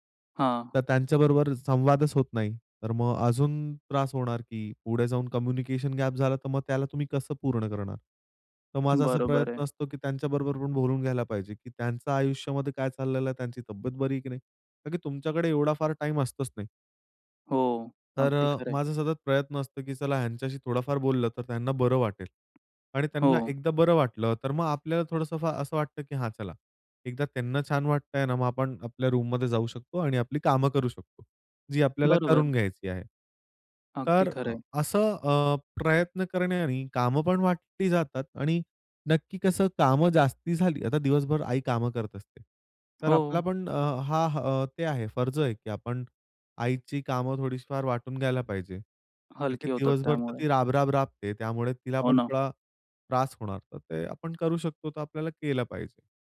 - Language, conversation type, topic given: Marathi, podcast, फक्त स्वतःसाठी वेळ कसा काढता आणि घरही कसे सांभाळता?
- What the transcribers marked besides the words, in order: in English: "कम्युनिकेशन गॅप"; tapping; in English: "रूममध्ये"